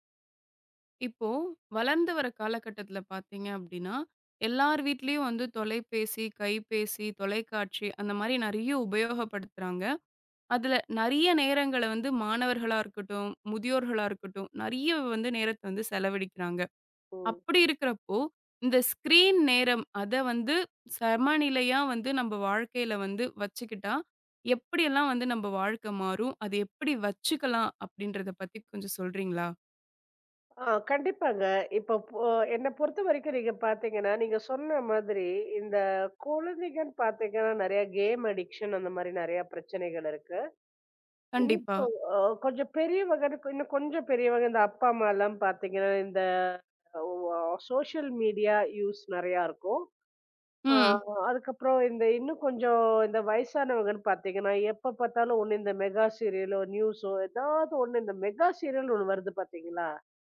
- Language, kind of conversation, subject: Tamil, podcast, ஸ்கிரீன் நேரத்தை சமநிலையாக வைத்துக்கொள்ள முடியும் என்று நீங்கள் நினைக்கிறீர்களா?
- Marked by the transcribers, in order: in English: "ஸ்கிரீன்"; in English: "கேம் அடிக்ஷன்"; in English: "சோசியல் மீடியா யூஸ்"